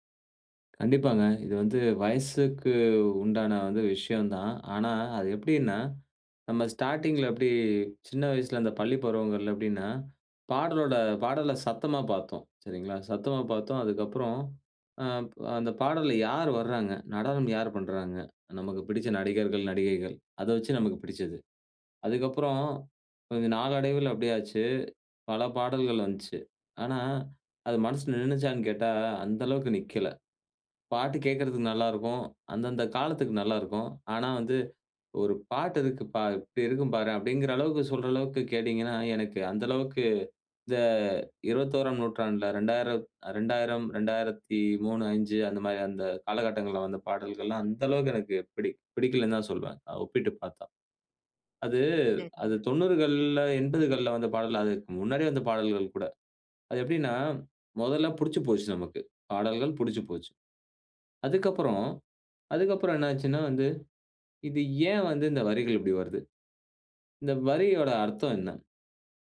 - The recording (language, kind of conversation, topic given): Tamil, podcast, வயது அதிகரிக்கும்போது இசை ரசனை எப்படி மாறுகிறது?
- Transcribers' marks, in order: in English: "ஸ்டார்ட்டிங்ல"; "வந்துச்சு" said as "வன்ச்சு"